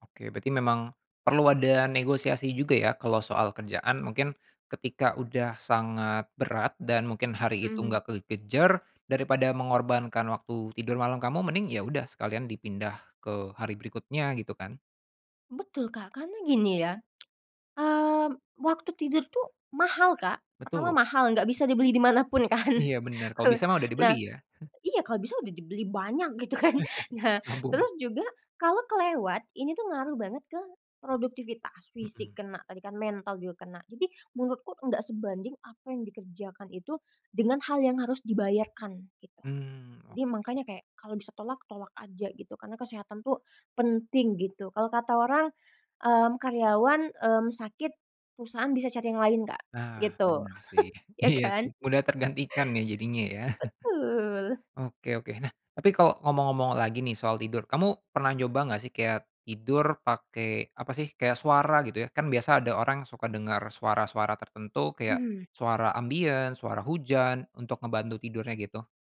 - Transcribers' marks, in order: tapping; other background noise; laughing while speaking: "di mana pun kan, eee"; chuckle; laughing while speaking: "gitu kan, nah"; chuckle; laughing while speaking: "iya sih"; laugh; chuckle; in English: "ambience"
- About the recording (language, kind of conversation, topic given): Indonesian, podcast, Bagaimana cara kamu mengatasi susah tidur saat pikiran terus aktif?